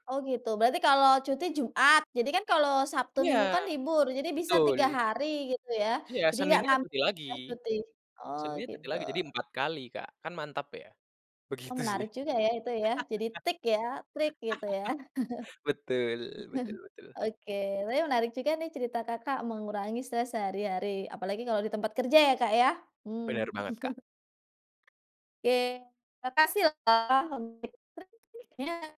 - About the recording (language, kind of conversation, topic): Indonesian, podcast, Apa saja cara sederhana untuk mengurangi stres sehari-hari?
- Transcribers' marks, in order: laugh; chuckle; laughing while speaking: "Oke"; chuckle; unintelligible speech